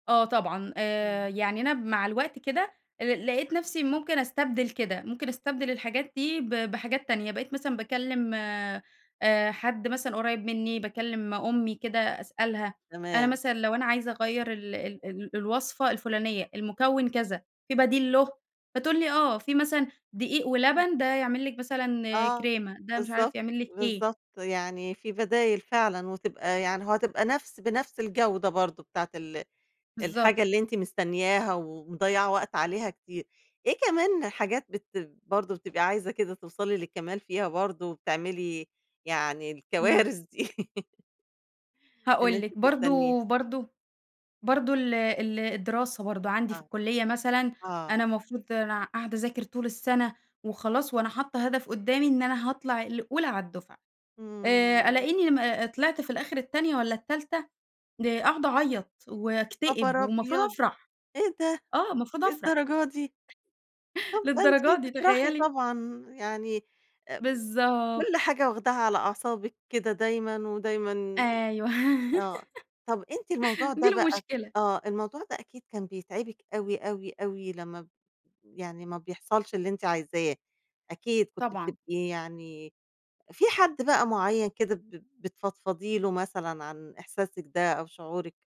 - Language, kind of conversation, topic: Arabic, podcast, إزاي تتغلّب على حبّك للكمال قبل ما تبدأ؟
- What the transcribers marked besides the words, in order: laughing while speaking: "الكوارث"; giggle; chuckle; giggle